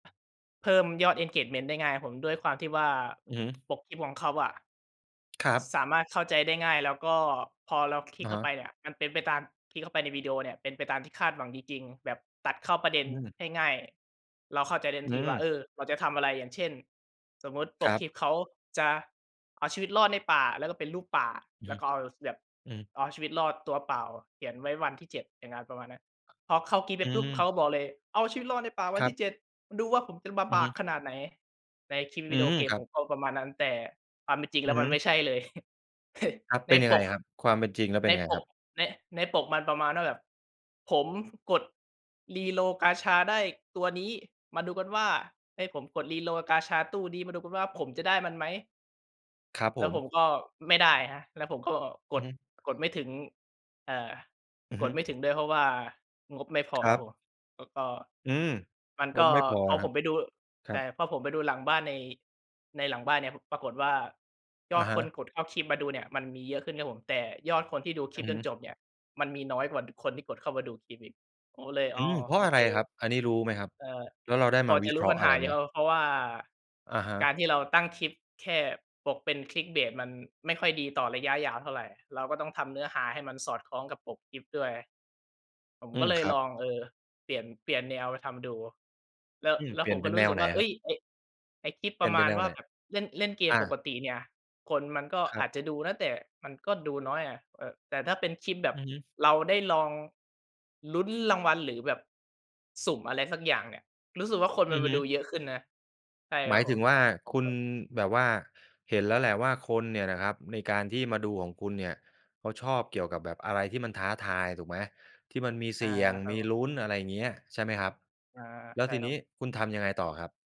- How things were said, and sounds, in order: tapping; in English: "engagement"; "ลำบาก" said as "บาบาก"; chuckle; in English: "reroll"; in English: "reroll"; unintelligible speech
- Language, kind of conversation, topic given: Thai, podcast, การใช้สื่อสังคมออนไลน์มีผลต่อวิธีสร้างผลงานของคุณไหม?